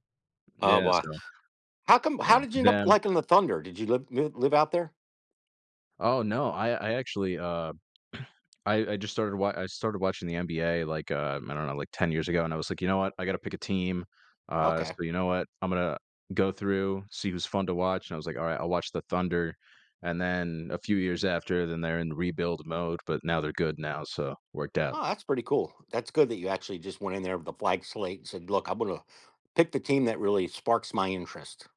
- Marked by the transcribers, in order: cough; other background noise
- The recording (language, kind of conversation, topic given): English, unstructured, What helps couples stay close and connected over time?
- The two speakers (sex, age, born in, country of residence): male, 20-24, United States, United States; male, 55-59, United States, United States